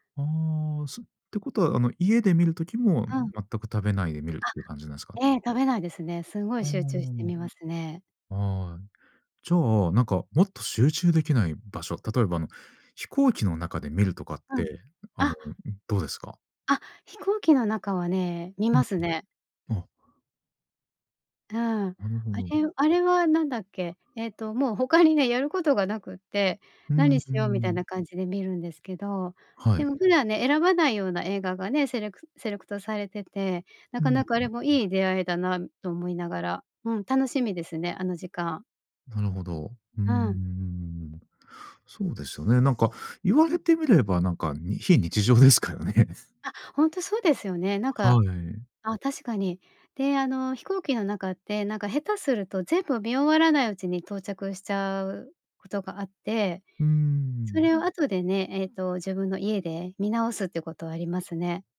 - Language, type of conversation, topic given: Japanese, podcast, 映画は映画館で観るのと家で観るのとでは、どちらが好きですか？
- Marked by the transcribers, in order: other noise; laughing while speaking: "非日常ですからね"